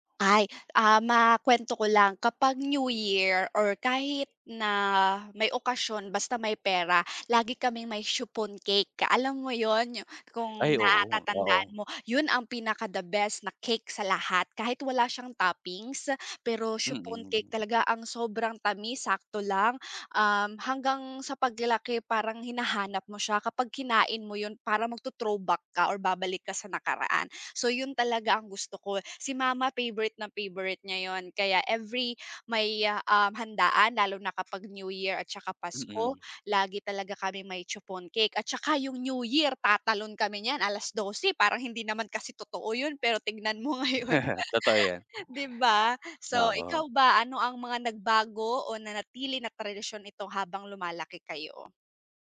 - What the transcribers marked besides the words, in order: chuckle
- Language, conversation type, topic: Filipino, unstructured, Ano ang paborito mong tradisyon kasama ang pamilya?